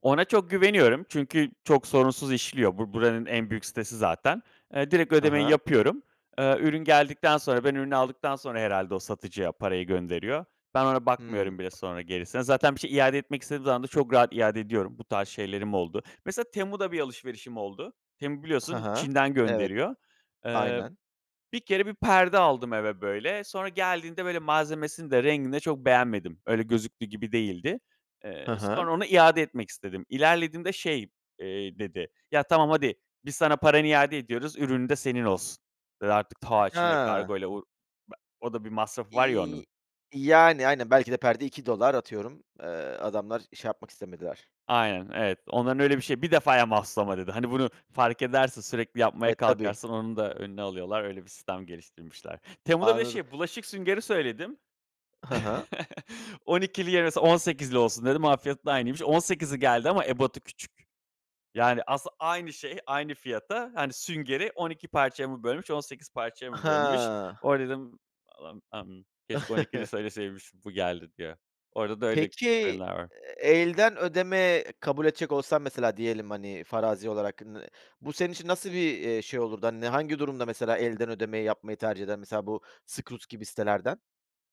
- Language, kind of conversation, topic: Turkish, podcast, Online alışveriş yaparken nelere dikkat ediyorsun?
- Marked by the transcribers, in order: other noise; chuckle; chuckle; unintelligible speech; unintelligible speech